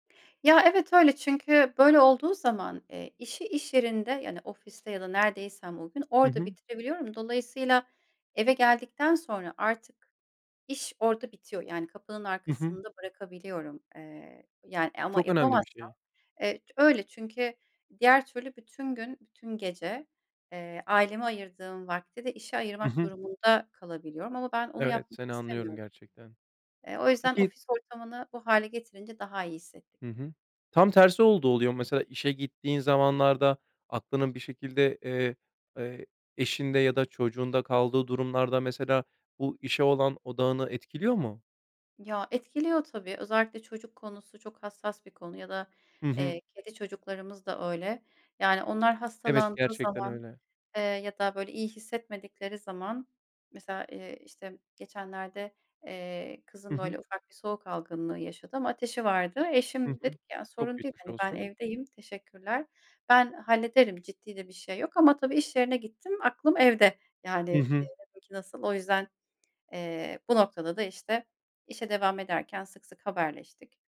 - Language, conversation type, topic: Turkish, podcast, İş ve özel hayat dengesini nasıl kuruyorsun?
- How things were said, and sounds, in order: tapping